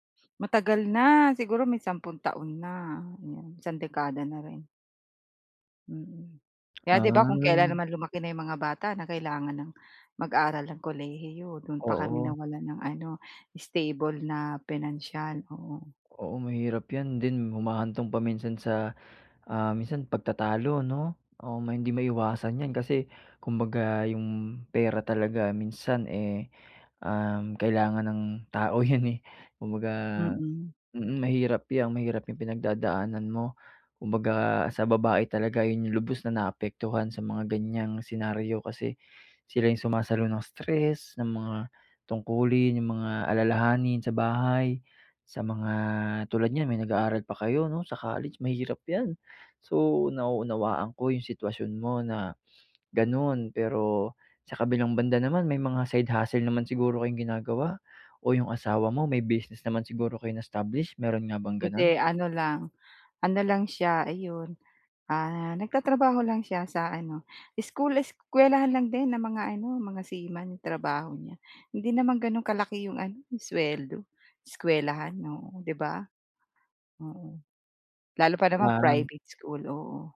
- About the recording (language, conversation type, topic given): Filipino, advice, Paano ko haharapin ang damdamin ko kapag nagbago ang aking katayuan?
- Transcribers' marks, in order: laughing while speaking: "yun"; tapping